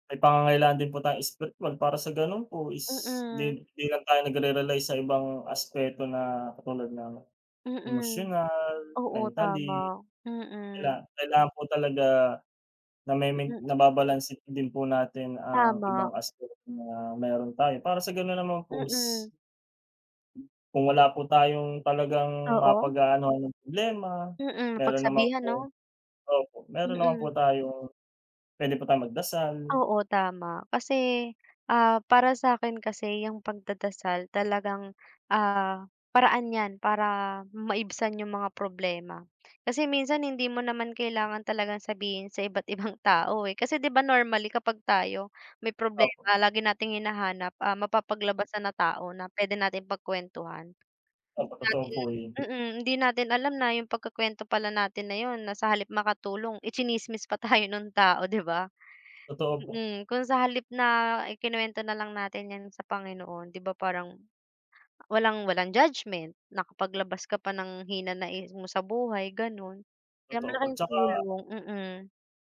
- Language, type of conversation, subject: Filipino, unstructured, Paano mo ilalarawan ang papel ng simbahan o iba pang relihiyosong lugar sa komunidad?
- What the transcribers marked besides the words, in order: other background noise; tapping; laughing while speaking: "tayo"